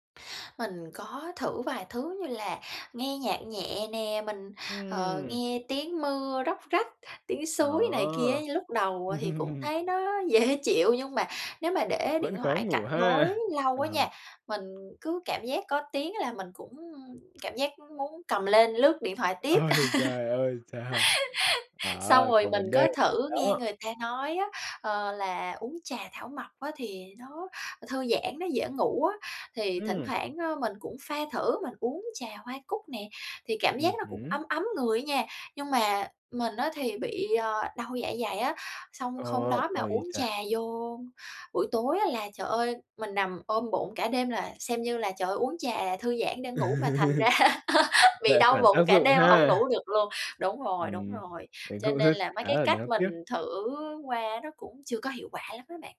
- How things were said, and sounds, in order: laugh; laughing while speaking: "dễ"; laughing while speaking: "Ôi trời, ơi trời!"; laugh; tapping; "hôm" said as "khôm"; laughing while speaking: "ra"; laugh; laughing while speaking: "cũng rất"
- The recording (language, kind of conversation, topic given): Vietnamese, advice, Vì sao tôi khó thư giãn trước khi ngủ?